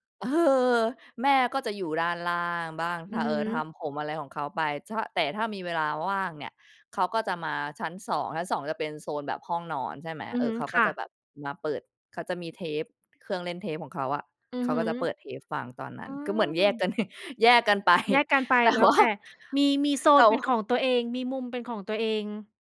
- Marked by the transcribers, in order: laughing while speaking: "แยกกัน"; laughing while speaking: "ไป แต่ว่า"
- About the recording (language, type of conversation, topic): Thai, podcast, เพลงไหนที่พ่อแม่เปิดในบ้านแล้วคุณติดใจมาจนถึงตอนนี้?